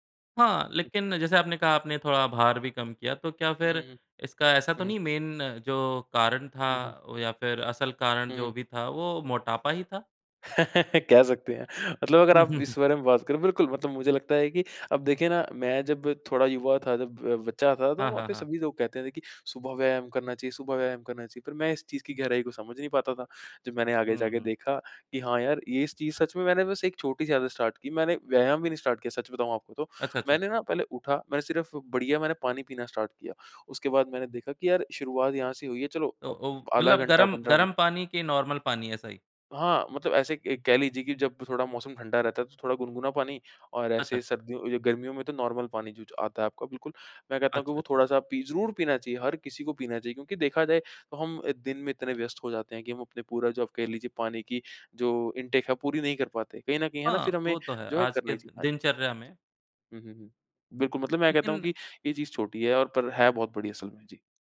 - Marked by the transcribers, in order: in English: "मेन"; laugh; in English: "स्टार्ट"; in English: "स्टार्ट"; in English: "स्टार्ट"; in English: "नॉर्मल"; in English: "नॉर्मल"; in English: "इनटेक"
- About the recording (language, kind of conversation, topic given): Hindi, podcast, सुबह उठते ही आपकी पहली आदत क्या होती है?